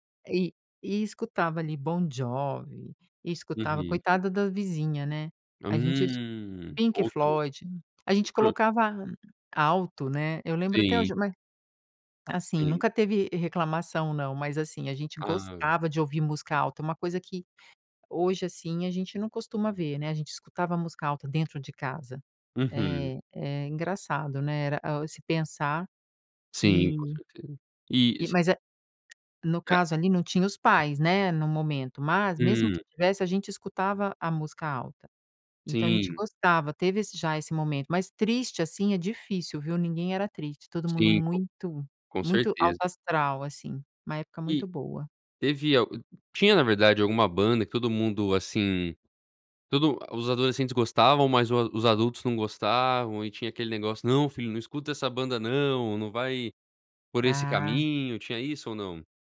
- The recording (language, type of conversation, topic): Portuguese, podcast, Qual música antiga sempre te faz voltar no tempo?
- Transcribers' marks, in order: none